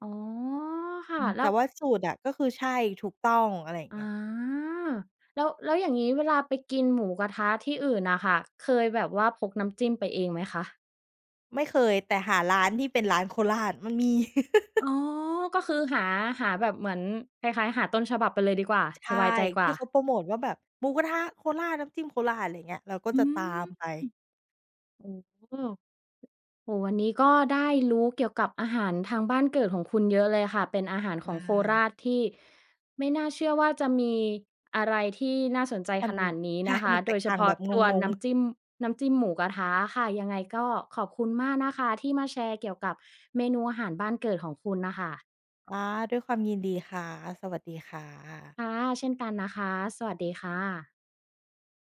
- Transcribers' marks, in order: chuckle; other background noise; tapping
- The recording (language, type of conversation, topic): Thai, podcast, อาหารบ้านเกิดที่คุณคิดถึงที่สุดคืออะไร?